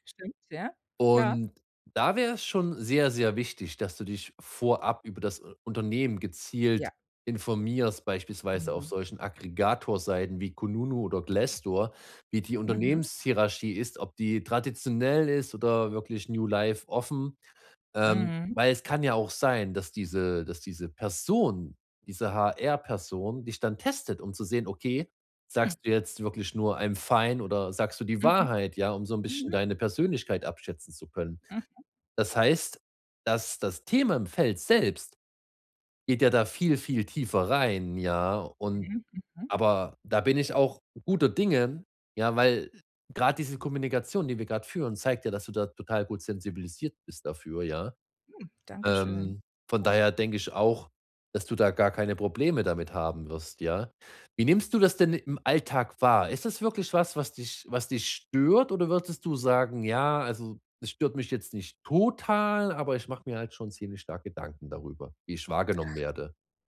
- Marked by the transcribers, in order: in English: "New Life"; in English: "I'm fine"; stressed: "total"
- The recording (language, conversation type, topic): German, advice, Wie kann ich ehrlich meine Meinung sagen, ohne andere zu verletzen?